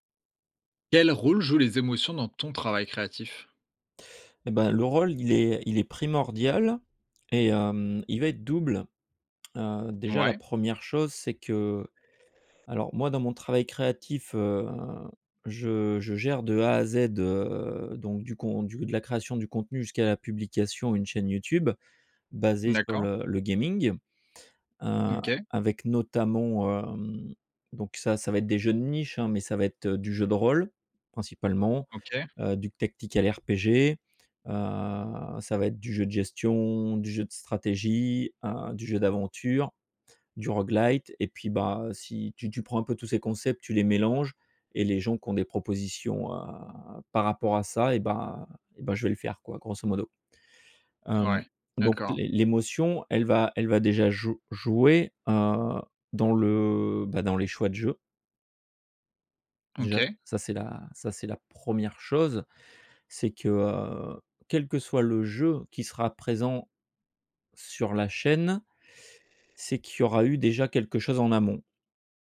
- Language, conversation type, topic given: French, podcast, Quel rôle jouent les émotions dans ton travail créatif ?
- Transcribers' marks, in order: stressed: "ton"; in English: "gaming"; other background noise; in English: "Tactical RPG"; in English: "rogue-lite"